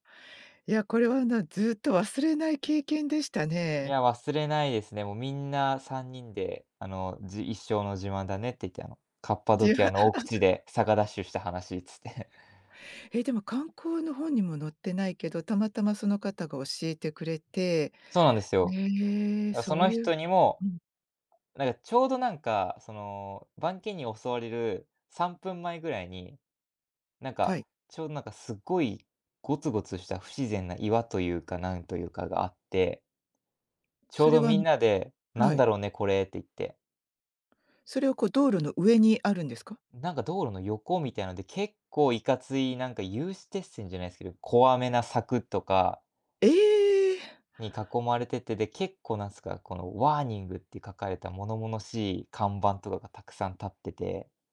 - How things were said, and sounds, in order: laugh
- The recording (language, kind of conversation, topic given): Japanese, podcast, 道に迷って大変だった経験はありますか？